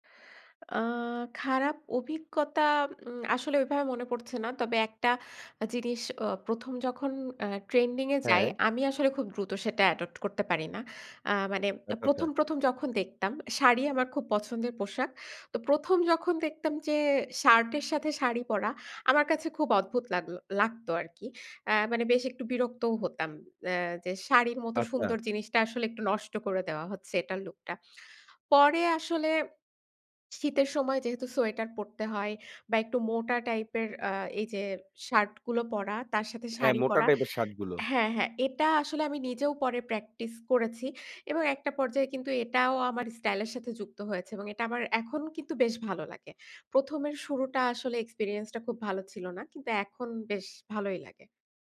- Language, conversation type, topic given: Bengali, podcast, কোন মুহূর্তটি আপনার ব্যক্তিগত সাজপোশাকের ধরন বদলানোর কারণ হয়েছিল?
- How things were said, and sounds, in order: in English: "অ্যাডপ্ট"; other background noise